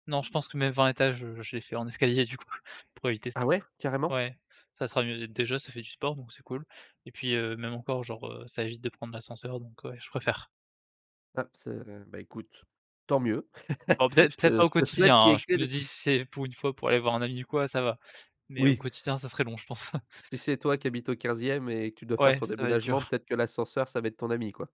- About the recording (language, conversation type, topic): French, podcast, Quelle peur as-tu réussi à surmonter ?
- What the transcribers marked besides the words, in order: laugh; chuckle